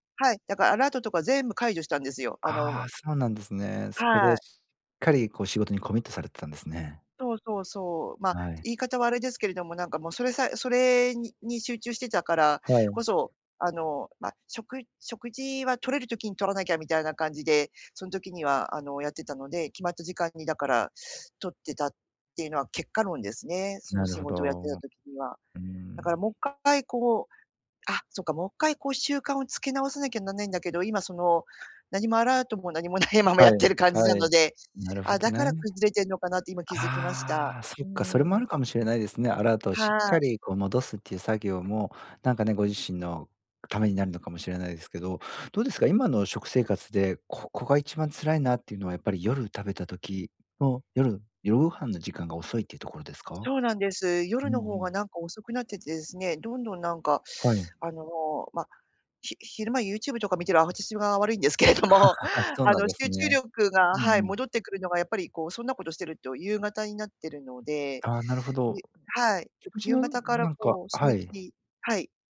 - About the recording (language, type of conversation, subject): Japanese, advice, 食事の時間が不規則で体調を崩している
- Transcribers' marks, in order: laughing while speaking: "何もないままやってる感じなので"; laughing while speaking: "悪いんですけれども"; laugh